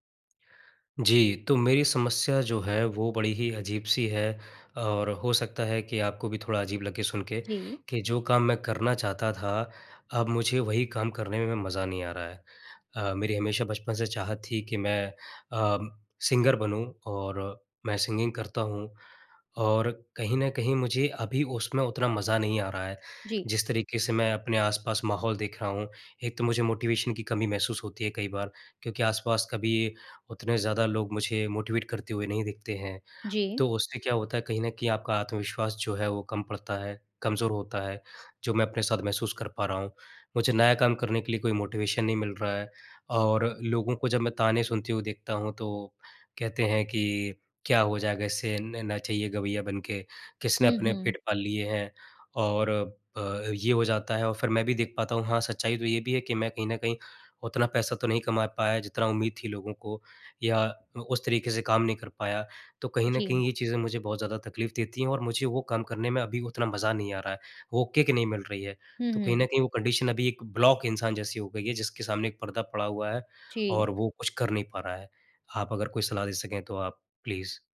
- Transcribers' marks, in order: in English: "सिंगर"; in English: "सिंगिंग"; in English: "मोटिवेशन"; in English: "मोटिवेट"; in English: "मोटिवेशन"; in English: "किक"; in English: "कंडीशन"; in English: "ब्लॉक"; in English: "प्लीज़"
- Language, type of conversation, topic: Hindi, advice, आपको अपने करियर में उद्देश्य या संतुष्टि क्यों महसूस नहीं हो रही है?